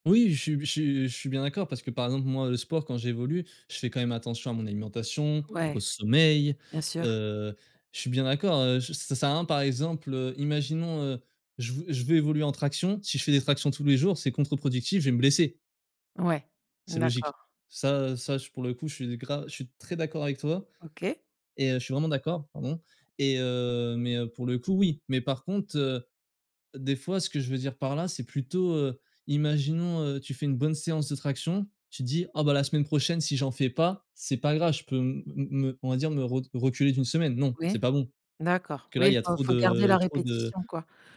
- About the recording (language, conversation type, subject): French, podcast, Quels conseils donnerais-tu à quelqu’un qui veut débuter ?
- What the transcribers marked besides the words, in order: stressed: "sommeil"; tapping